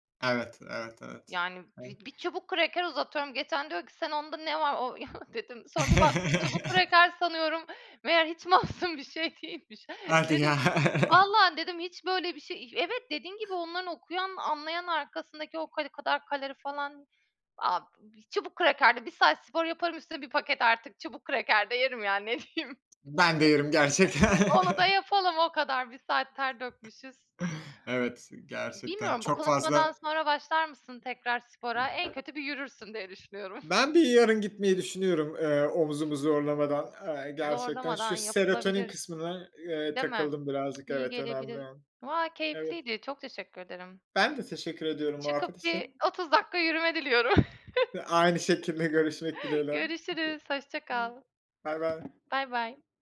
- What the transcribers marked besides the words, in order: unintelligible speech; scoff; chuckle; laughing while speaking: "masum bir şey değilmiş"; chuckle; other background noise; unintelligible speech; laughing while speaking: "diyeyim"; laughing while speaking: "gerçekten"; tapping; scoff; chuckle
- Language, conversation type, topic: Turkish, unstructured, Spor salonları pahalı olduğu için spor yapmayanları haksız mı buluyorsunuz?